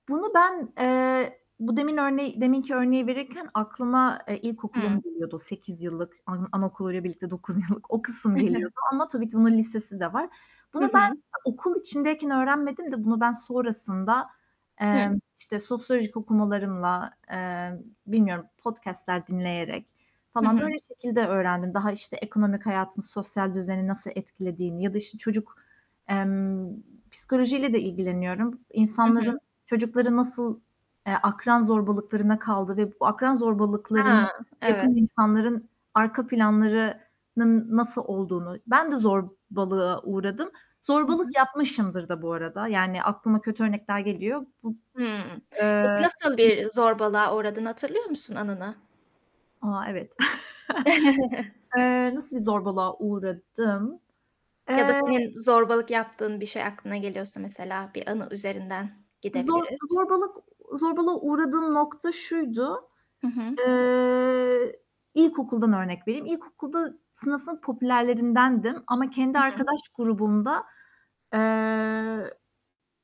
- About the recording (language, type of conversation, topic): Turkish, podcast, Okul dışında öğrendiğin en değerli şey neydi?
- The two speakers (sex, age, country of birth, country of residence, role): female, 25-29, Turkey, Ireland, guest; female, 30-34, Turkey, Spain, host
- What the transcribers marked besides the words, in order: static; other background noise; chuckle; laughing while speaking: "yıllık"; chuckle; other noise